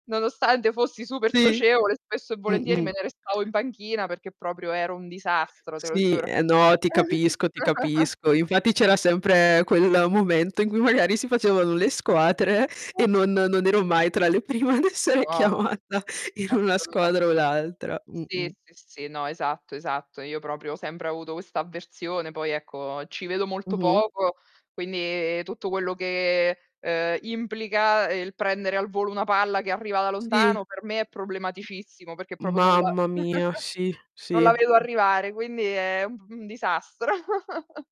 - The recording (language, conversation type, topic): Italian, unstructured, Qual era il tuo gioco preferito da bambino?
- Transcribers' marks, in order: tapping; other background noise; chuckle; chuckle; "squadre" said as "squatre"; laughing while speaking: "prime ad essere chiamata in una"; distorted speech; "proprio" said as "popo"; chuckle; chuckle